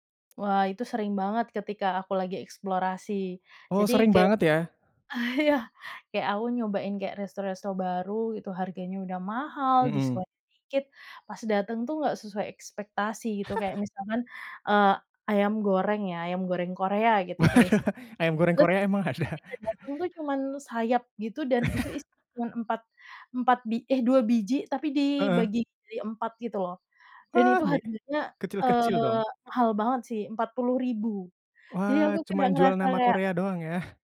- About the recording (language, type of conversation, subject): Indonesian, podcast, Bagaimana pengalaman kamu memesan makanan lewat aplikasi, dan apa saja hal yang kamu suka serta bikin kesal?
- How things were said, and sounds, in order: other animal sound; chuckle; laughing while speaking: "Waduh"; laughing while speaking: "ada?"; laugh